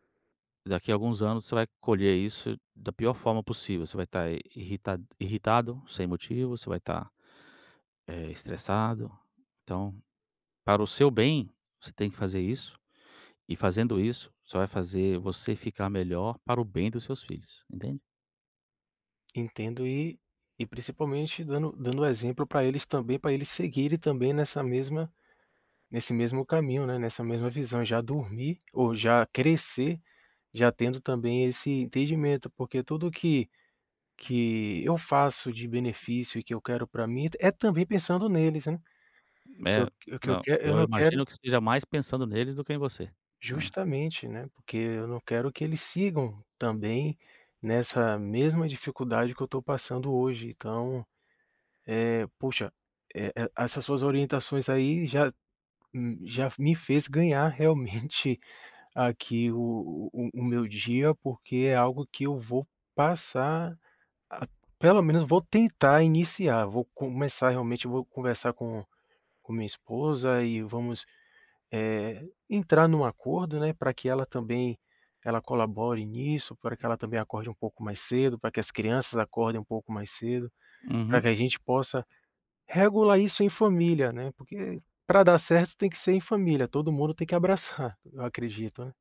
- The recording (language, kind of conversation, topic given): Portuguese, advice, Como posso manter um horário de sono regular?
- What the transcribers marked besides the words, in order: tapping; laughing while speaking: "realmente"